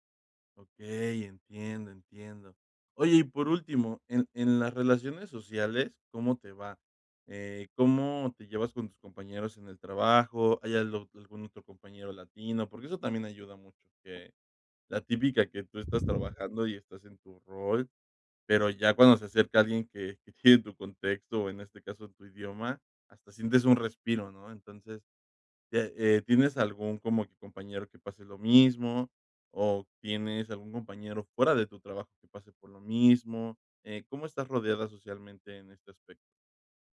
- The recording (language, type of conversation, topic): Spanish, advice, ¿Cómo puedo equilibrar mi vida personal y mi trabajo sin perder mi identidad?
- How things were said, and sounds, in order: other background noise